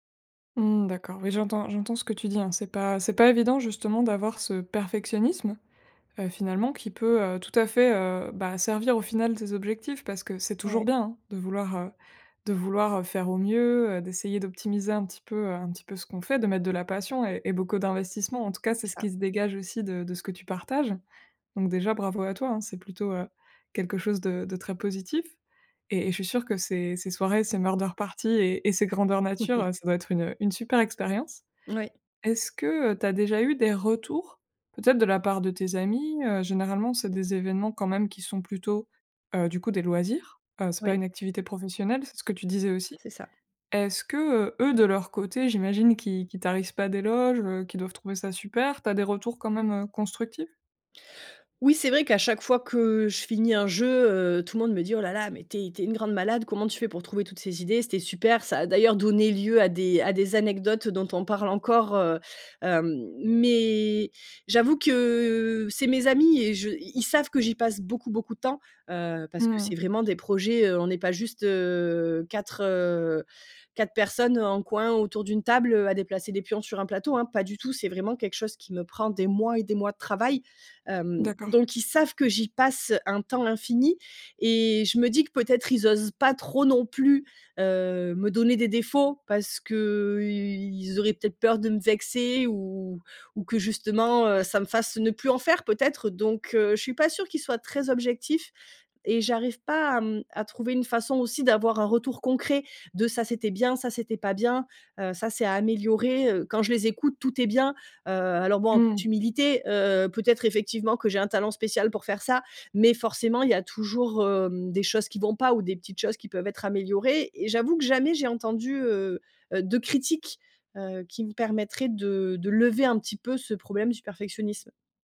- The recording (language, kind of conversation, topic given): French, advice, Comment le perfectionnisme t’empêche-t-il de terminer tes projets créatifs ?
- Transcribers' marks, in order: stressed: "perfectionnisme"; other background noise; chuckle; stressed: "retours"; drawn out: "que"; drawn out: "heu"